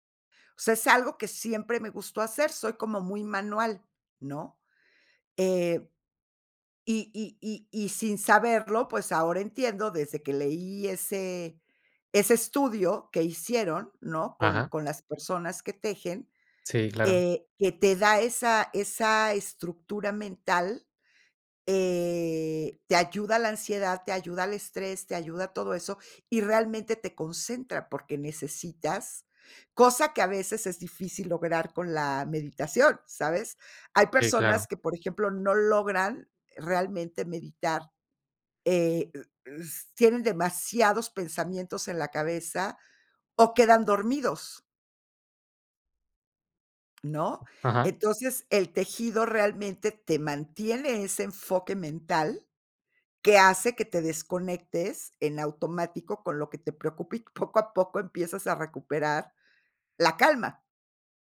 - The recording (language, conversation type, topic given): Spanish, podcast, ¿Cómo te permites descansar sin culpa?
- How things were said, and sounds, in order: tapping